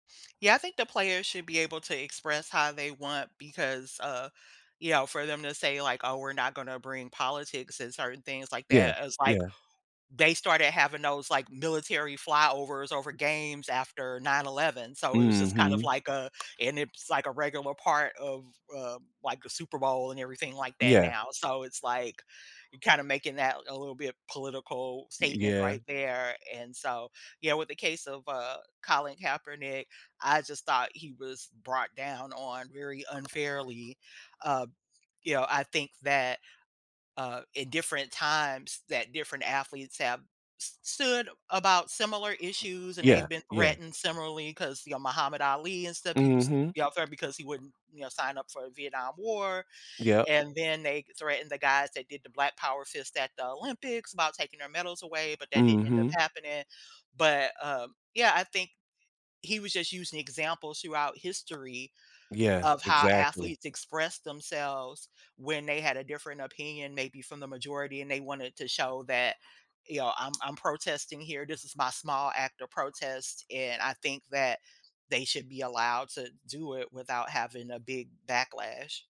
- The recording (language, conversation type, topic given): English, unstructured, How should I balance personal expression with representing my team?
- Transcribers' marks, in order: tapping; other background noise